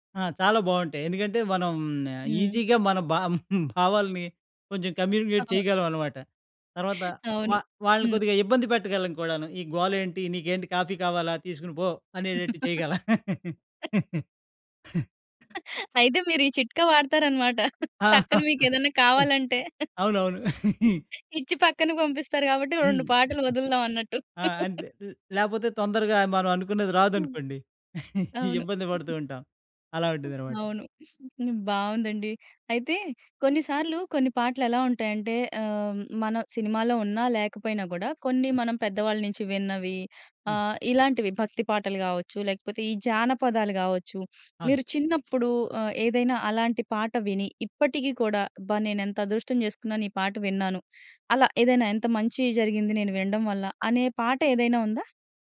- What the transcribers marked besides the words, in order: in English: "ఈజీగా"; chuckle; in English: "కమ్యూనికేట్"; other noise; in English: "కాఫీ"; laugh; laugh; laughing while speaking: "అయితే మీరీ చిట్కా వాడుతారన్నమాట. టక్కన మీకెదైనా కావాలంటే"; tapping; laugh; laugh; laughing while speaking: "ఇచ్చి పక్కన పంపిస్తారు గాబట్టి, రెండు పాటలు ఒదులుదాం అన్నట్టు"; chuckle; chuckle; other background noise
- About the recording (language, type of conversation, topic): Telugu, podcast, ఒక పాట వింటే మీ చిన్నప్పటి జ్ఞాపకాలు గుర్తుకు వస్తాయా?